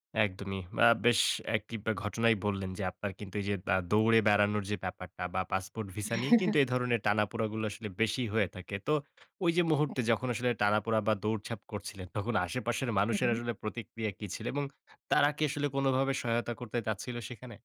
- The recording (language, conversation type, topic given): Bengali, podcast, পাসপোর্ট বা ভিসা নিয়ে শেষ মুহূর্তের টানাপোড়েন কেমন ছিলো?
- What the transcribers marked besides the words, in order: tapping; chuckle